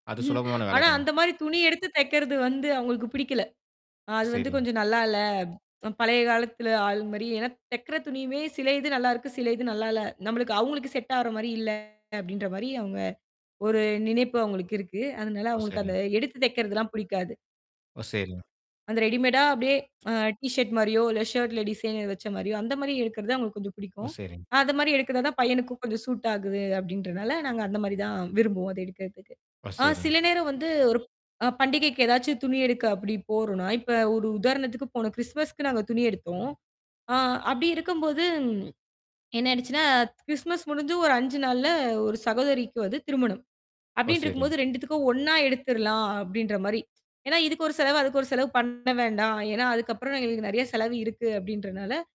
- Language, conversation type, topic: Tamil, podcast, பண்டிகைகளுக்கு உடையை எப்படி தேர்வு செய்கிறீர்கள்?
- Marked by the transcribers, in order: chuckle; tapping; distorted speech; in English: "ரெடிமேடா"; tsk; in English: "ஷர்ட்ல டிசைனர்"; in English: "சூட்"; static; mechanical hum; other noise